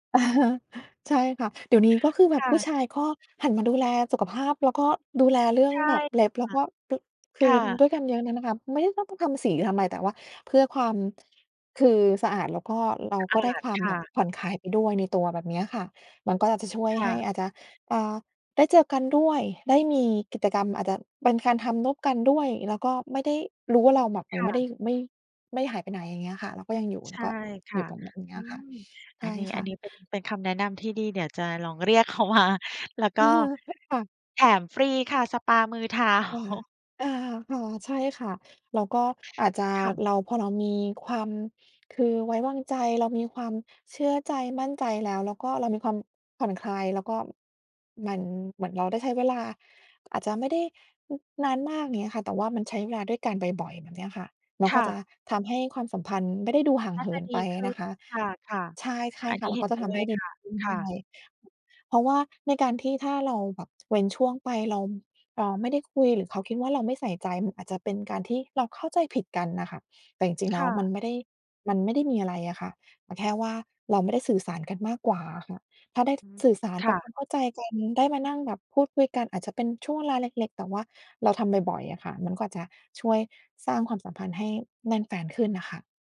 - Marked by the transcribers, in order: chuckle; laughing while speaking: "เรียกเขามา"; chuckle; laughing while speaking: "เท้า"
- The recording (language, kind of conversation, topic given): Thai, advice, ความสัมพันธ์ส่วนตัวเสียหายเพราะทุ่มเทให้ธุรกิจ